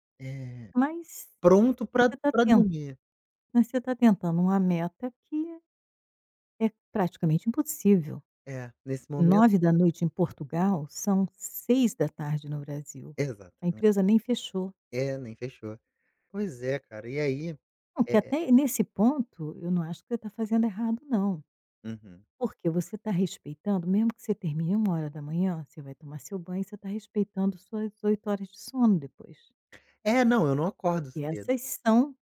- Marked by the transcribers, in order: other background noise
- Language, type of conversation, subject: Portuguese, advice, Como posso lidar com a insônia causada por pensamentos ansiosos à noite?